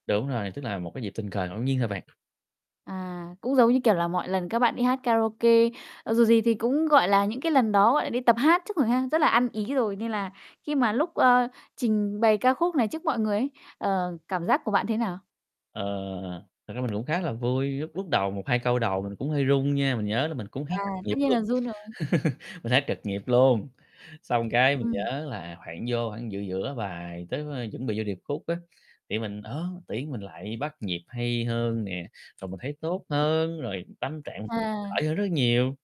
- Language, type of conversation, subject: Vietnamese, podcast, Bạn có thể kể về một ca khúc gắn liền với đám cưới của bạn hoặc một kỷ niệm tình yêu đáng nhớ không?
- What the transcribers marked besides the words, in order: other background noise; static; chuckle; tapping; distorted speech; laugh